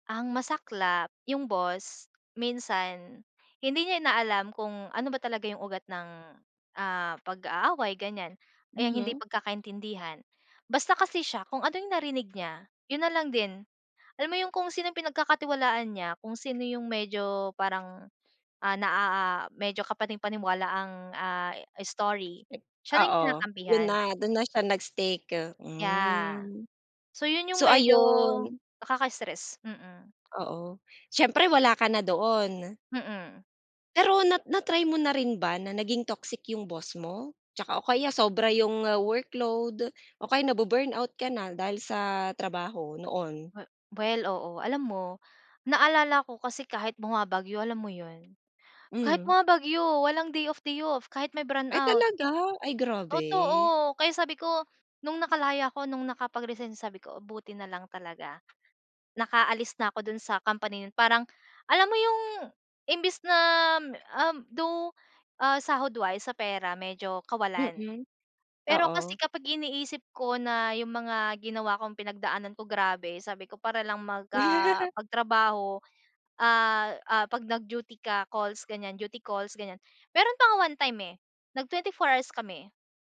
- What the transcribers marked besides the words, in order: in English: "workload"; in English: "na-bu-burnout"; chuckle
- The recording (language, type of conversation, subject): Filipino, podcast, Paano ka nagpapawi ng stress sa opisina?